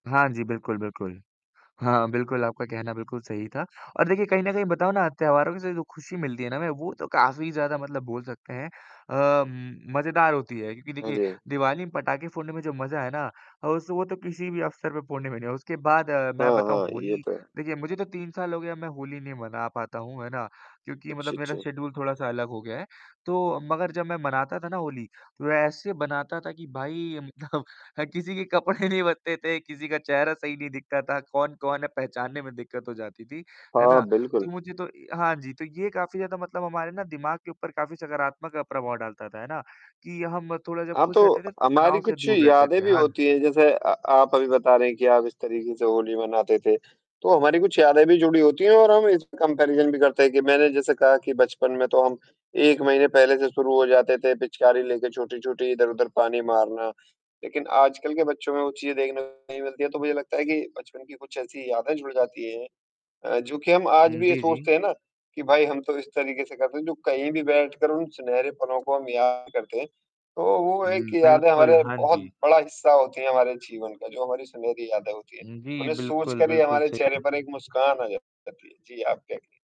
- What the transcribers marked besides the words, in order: static; in English: "शेड्यूल"; chuckle; laughing while speaking: "कपड़े"; bird; in English: "कंपैरिज़न"; distorted speech; horn; other background noise
- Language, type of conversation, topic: Hindi, unstructured, त्योहारों का हमारे जीवन में क्या महत्व है?